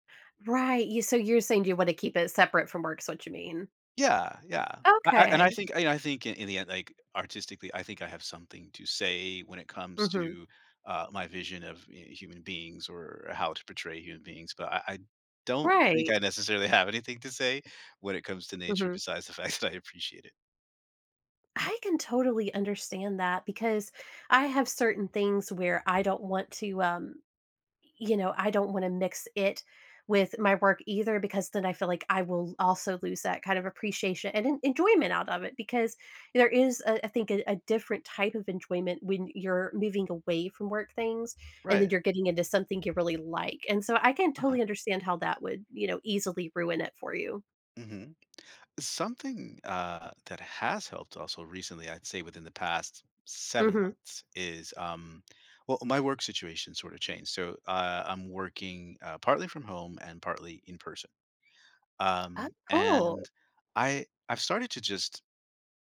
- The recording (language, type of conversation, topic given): English, unstructured, When should I push through discomfort versus resting for my health?
- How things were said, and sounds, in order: laughing while speaking: "that I"; tapping